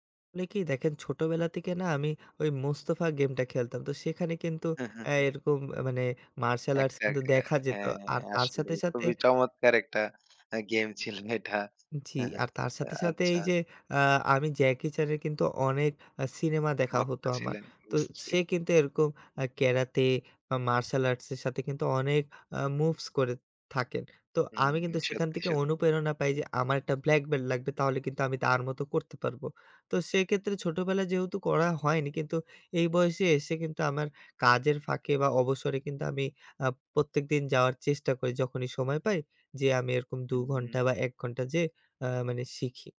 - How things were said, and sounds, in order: other background noise; laughing while speaking: "ছিল এটা"
- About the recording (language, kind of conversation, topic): Bengali, podcast, আপনি ব্যর্থতাকে সফলতার অংশ হিসেবে কীভাবে দেখেন?